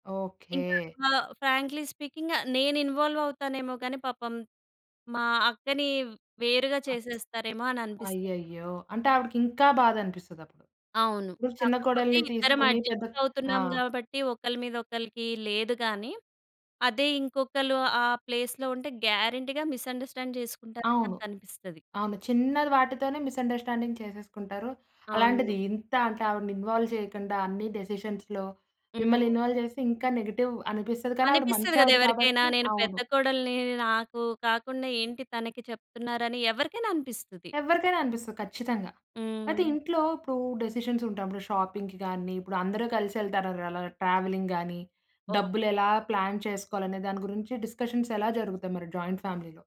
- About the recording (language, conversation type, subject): Telugu, podcast, మీ ఇంట్లో రోజువారీ సంభాషణలు ఎలా సాగుతాయి?
- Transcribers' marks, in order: in English: "ఫ్రాంక్లీ స్పీకింగ్"; in English: "ప్లేస్‌లో"; in English: "గ్యారంటీగా మిస్‌అండర్‌స్టాండ్"; in English: "మిస్‌అండర్‌స్టాండింగ్"; in English: "ఇన్వాల్వ్"; in English: "డెసిషన్స్‌లో"; in English: "షాపింగ్‌కి"; in English: "ట్రావెలింగ్"; in English: "ప్లాన్"; in English: "జాయింట్ ఫ్యామిలీలో?"